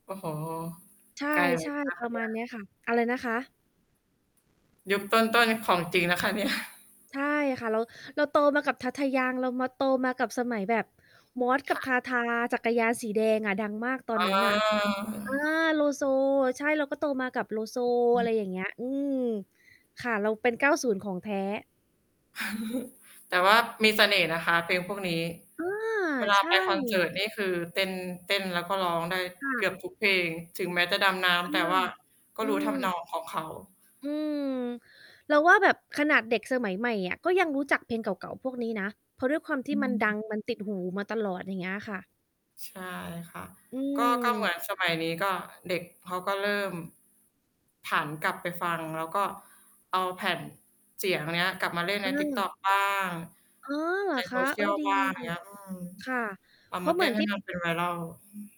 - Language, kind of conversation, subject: Thai, unstructured, เพลงที่คุณฟังบ่อยๆ ช่วยเปลี่ยนอารมณ์และความรู้สึกของคุณอย่างไรบ้าง?
- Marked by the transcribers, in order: static; distorted speech; laughing while speaking: "เนี่ย"; drawn out: "อ๋อ"; chuckle